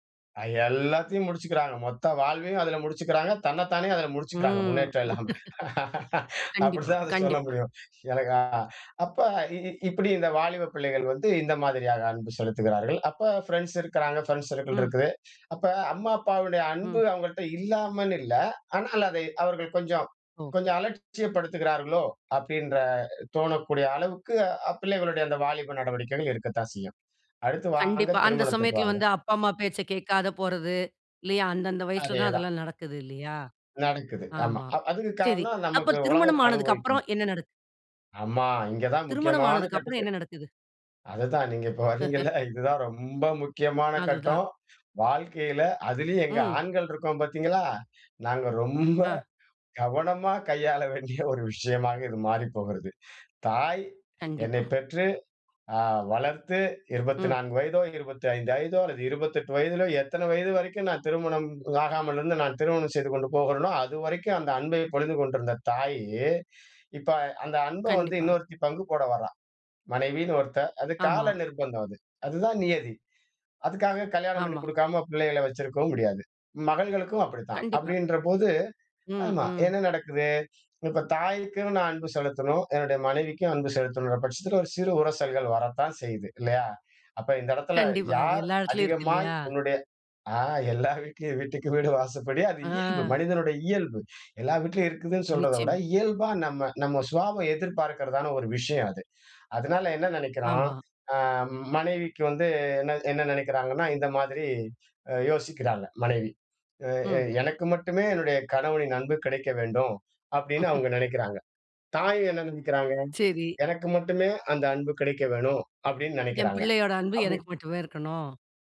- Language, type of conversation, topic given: Tamil, podcast, அன்பை வெளிப்படுத்தும் முறைகள் வேறுபடும் போது, ஒருவருக்கொருவர் தேவைகளைப் புரிந்து சமநிலையாக எப்படி நடந்து கொள்கிறீர்கள்?
- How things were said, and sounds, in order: drawn out: "ம்"; laugh; laughing while speaking: "அப்படிதான் அதை சொல்ல முடியும்"; other noise; "கேட்காம" said as "கேட்காத"; other background noise; "நடக்குது" said as "நடக்"; laughing while speaking: "வரீங்கல்ல"; laugh; laughing while speaking: "ரொம்ப"; laughing while speaking: "கையாள வேண்டிய"; "வயதோ" said as "அய்தோ"; bird; "ஆகாமலிருந்து" said as "ஆகாமனின்னு"; drawn out: "தாயி"; laughing while speaking: "கண்டிப்பா"; laughing while speaking: "வீட்டுலயும் வீட்டுக்கு வீடு வாசப்படி"; drawn out: "ஆ"; "சுபாவம்" said as "சுவாபம்"; anticipating: "அ மனைவிக்கு வந்து என்ன என்ன … வேணும். அப்படின்னு நினைக்கிறாங்க"; laugh